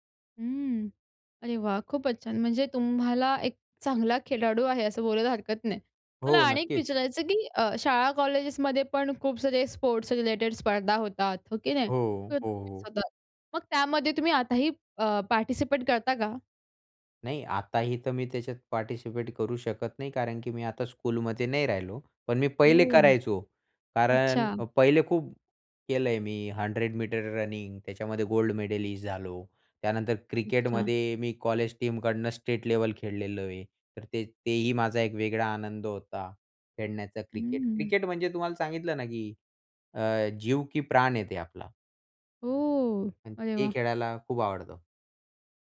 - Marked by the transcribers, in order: other background noise; in English: "टीमकडनं स्टेट लेवल"
- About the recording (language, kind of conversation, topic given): Marathi, podcast, लहानपणीच्या खेळांचा तुमच्यावर काय परिणाम झाला?